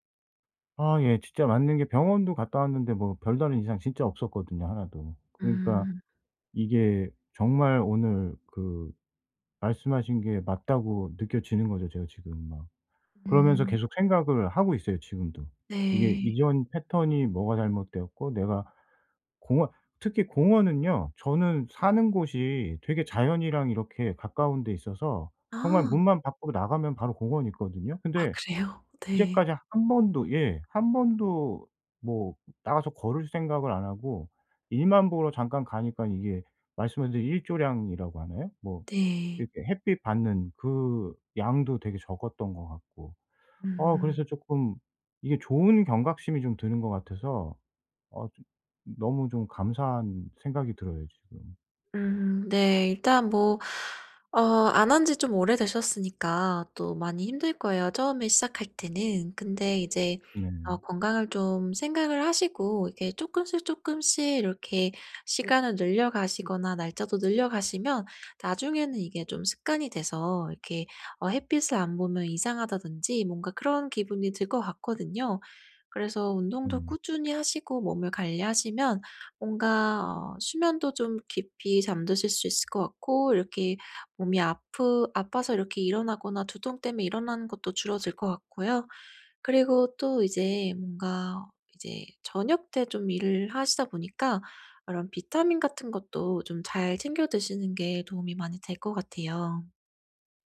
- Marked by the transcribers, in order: none
- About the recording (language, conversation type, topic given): Korean, advice, 충분히 잤는데도 아침에 계속 무기력할 때 어떻게 하면 더 활기차게 일어날 수 있나요?